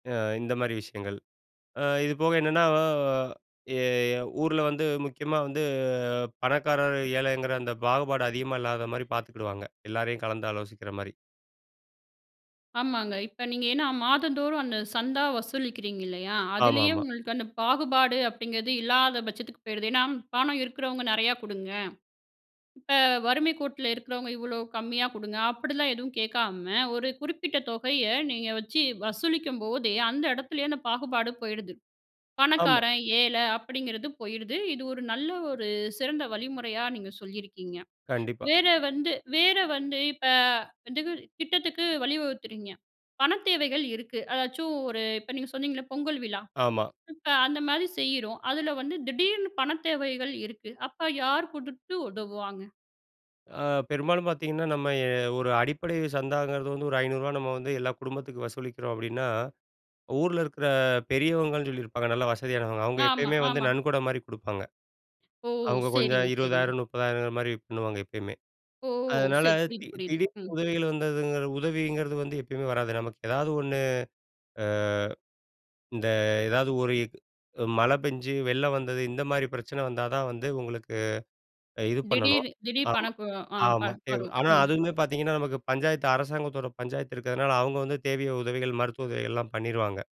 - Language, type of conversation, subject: Tamil, podcast, நம்ம ஊரில் ஒற்றுமையை ஊக்குவிக்க எந்த எளிய வழிகள் உள்ளன?
- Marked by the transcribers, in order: drawn out: "என்னன்னா அ எ ஊர்ல வந்து முக்கியமா வந்து"; other background noise; drawn out: "அ இந்த"; "பணம்" said as "பணக்கு"; "தேவையான" said as "தேவையோ"